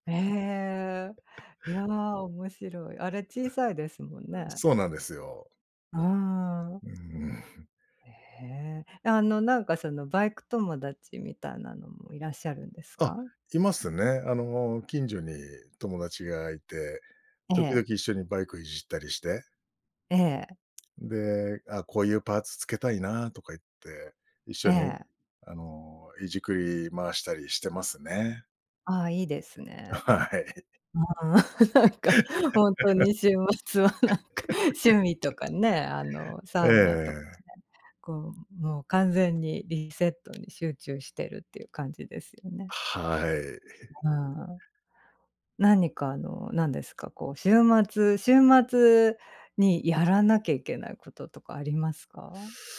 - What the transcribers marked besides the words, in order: giggle; exhale; laughing while speaking: "はい"; laughing while speaking: "うん、なんかほんとに週末はなんか"; laugh; other background noise; other noise
- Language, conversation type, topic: Japanese, podcast, 休みの日はどんな風にリセットしてる？